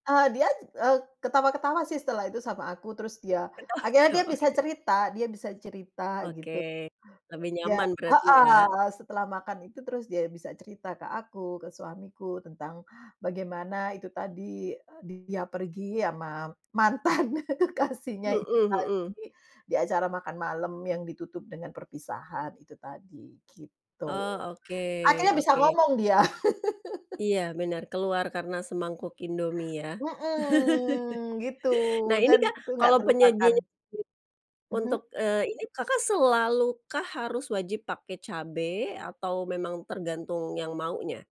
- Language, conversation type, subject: Indonesian, podcast, Bagaimana cara sederhana membuat makanan penghibur untuk teman yang sedang sedih?
- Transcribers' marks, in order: laughing while speaking: "Oh"; laughing while speaking: "mantan kekasihnya"; drawn out: "oke"; laugh; drawn out: "Mhm gitu"; laugh; other background noise